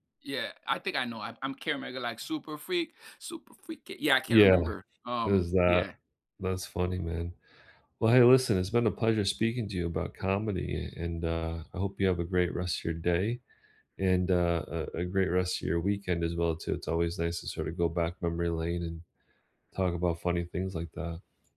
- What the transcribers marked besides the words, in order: none
- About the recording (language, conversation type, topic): English, unstructured, Which comedy special made you laugh for days?
- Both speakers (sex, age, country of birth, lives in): male, 40-44, South Korea, United States; male, 45-49, United States, United States